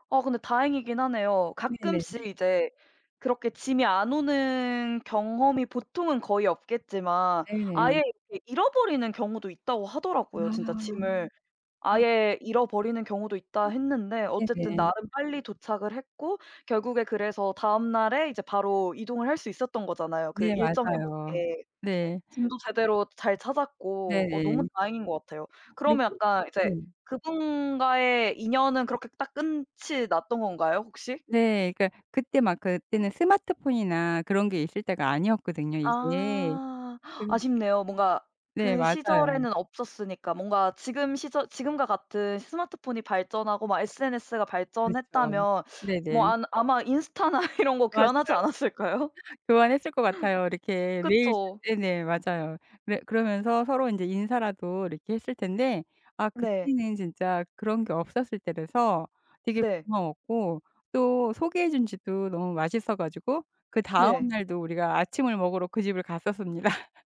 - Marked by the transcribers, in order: other background noise; tapping; gasp; laughing while speaking: "인스타나 이런 거 교환하지 않았을까요?"; laughing while speaking: "갔었습니다"
- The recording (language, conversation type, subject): Korean, podcast, 여행지에서 우연히 만난 현지인과의 사연이 있나요?